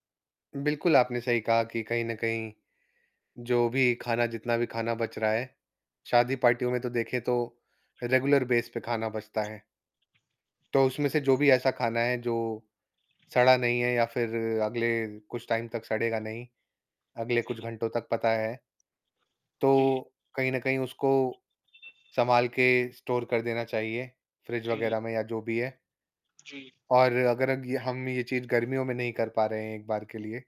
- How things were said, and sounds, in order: static; in English: "रेगुलर बेस"; other background noise; in English: "टाइम"; distorted speech; horn; in English: "स्टोर"
- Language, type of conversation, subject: Hindi, unstructured, क्या आपको लगता है कि लोग खाने की बर्बादी होने तक ज़रूरत से ज़्यादा खाना बनाते हैं?